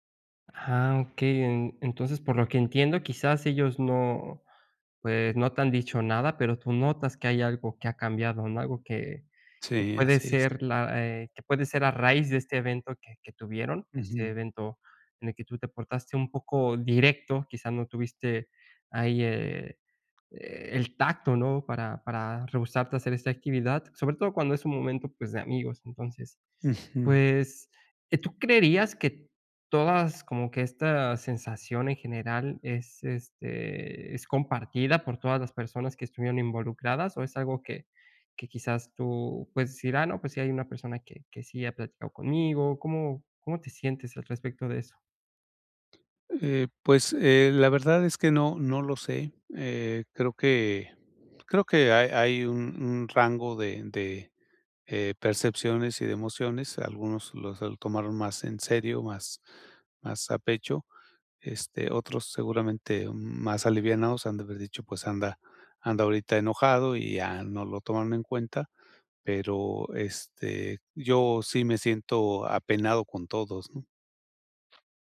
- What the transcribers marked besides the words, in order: other background noise
- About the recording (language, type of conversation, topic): Spanish, advice, ¿Cómo puedo recuperarme después de un error social?